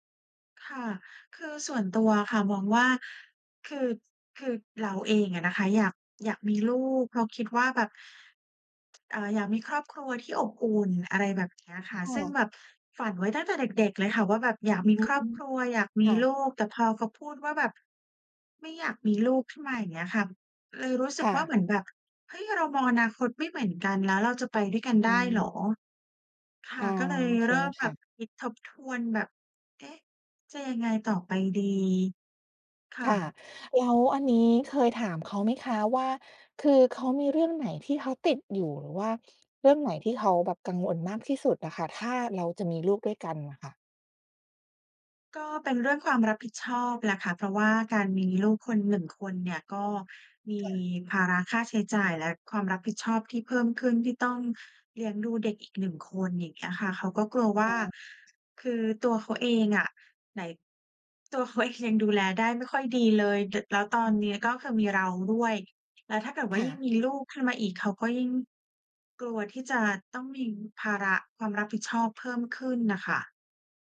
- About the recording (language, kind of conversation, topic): Thai, advice, ไม่ตรงกันเรื่องการมีลูกทำให้ความสัมพันธ์ตึงเครียด
- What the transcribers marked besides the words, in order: other background noise; laughing while speaking: "เอง"